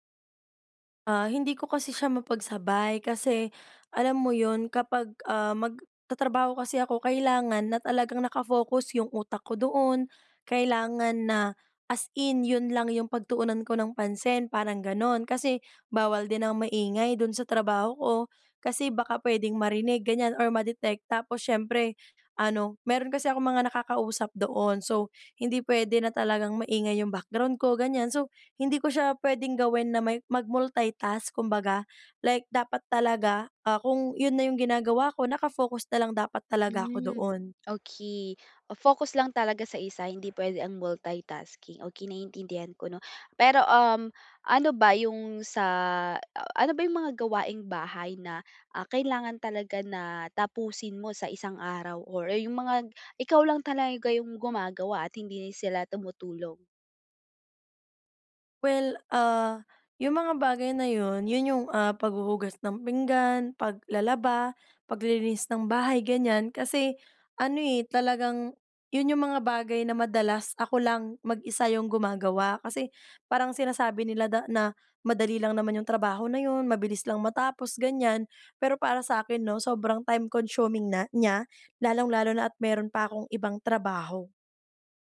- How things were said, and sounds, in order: tapping; other background noise; "mga" said as "mgag"; "talaga" said as "talayga"
- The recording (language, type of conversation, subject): Filipino, advice, Paano namin maayos at patas na maibabahagi ang mga responsibilidad sa aming pamilya?